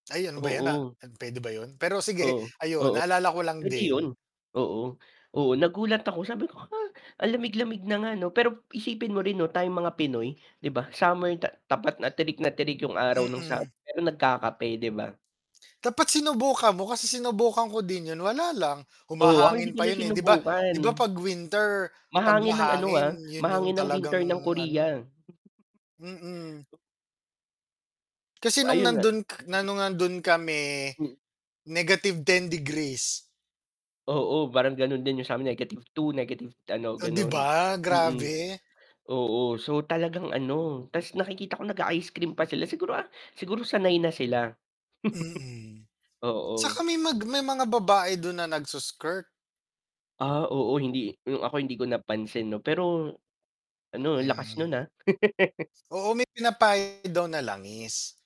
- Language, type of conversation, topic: Filipino, unstructured, Anong pagkain ang lagi mong hinahanap kapag malungkot ka?
- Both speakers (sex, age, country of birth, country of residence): male, 25-29, Philippines, Philippines; male, 35-39, Philippines, Philippines
- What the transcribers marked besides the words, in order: static; surprised: "Huh?"; distorted speech; chuckle; laugh; laugh